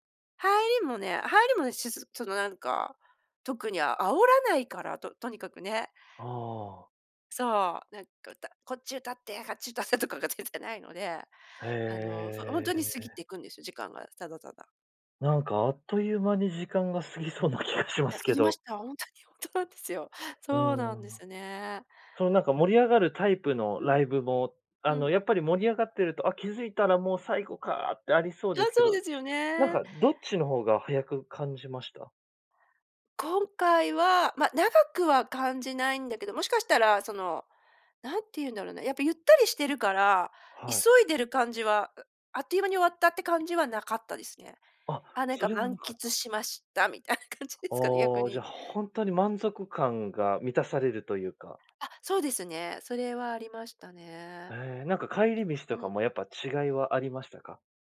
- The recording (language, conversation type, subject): Japanese, podcast, ライブで心を動かされた瞬間はありましたか？
- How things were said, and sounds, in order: laughing while speaking: "歌ってとかが全然ないので"; laughing while speaking: "過ぎそうな気がしますけど"; laughing while speaking: "ほんとに、ほんとなんですよ"; laughing while speaking: "みたいな感じですかね"